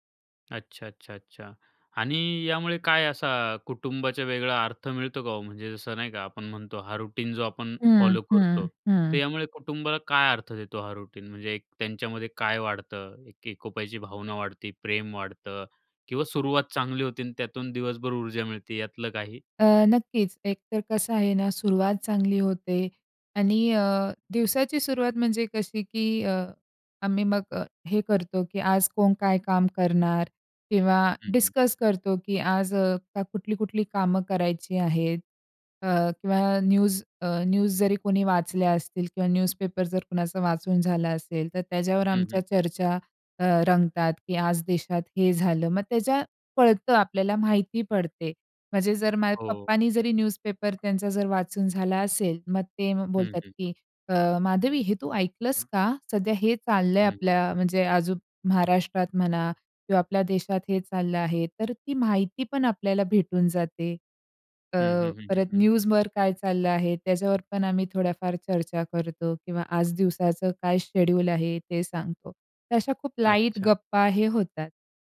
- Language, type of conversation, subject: Marathi, podcast, तुझ्या घरी सकाळची परंपरा कशी असते?
- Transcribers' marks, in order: tapping; in English: "रुटीन"; in English: "रुटीन"; other background noise; in English: "न्यूज"; in English: "न्यूज"; in English: "न्यूजपेपर"; in English: "न्यूजपेपर"; in English: "न्यूजवर"